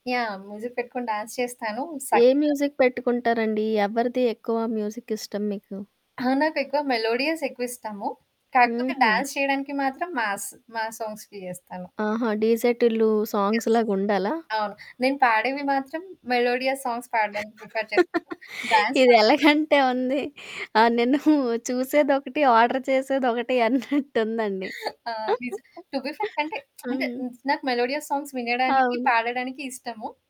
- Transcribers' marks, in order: in English: "మ్యూజిక్"; in English: "డాన్స్"; in English: "మ్యూజిక్"; in English: "మ్యూజిక్"; in English: "మెలోడియస్"; in English: "డాన్స్"; in English: "మాస్ సాంగ్స్‌కి"; in English: "సాంగ్స్"; in English: "యెస్"; in English: "మెలోడియా సాంగ్స్"; in English: "ప్రిఫర్"; laugh; in English: "డాన్స్"; in English: "మాస్"; in English: "ఆర్డర్"; gasp; in English: "టు బీ ఫ్రాంక్"; laugh; lip smack; in English: "మెలోడియా సాంగ్స్"
- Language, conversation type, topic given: Telugu, podcast, ఒంటరిగా ఉండటం మీకు భయం కలిగిస్తుందా, లేక ప్రశాంతతనిస్తుందా?